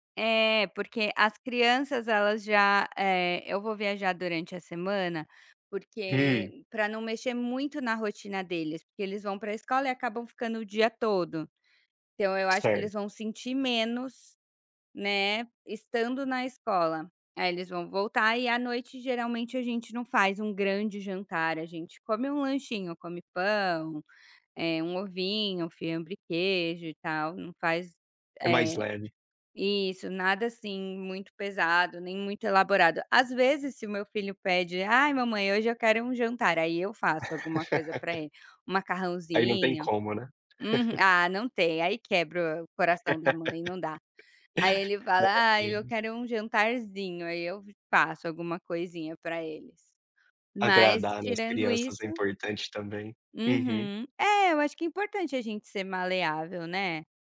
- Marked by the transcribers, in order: laugh; chuckle; laugh
- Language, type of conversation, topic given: Portuguese, podcast, Como você equilibra trabalho e vida doméstica?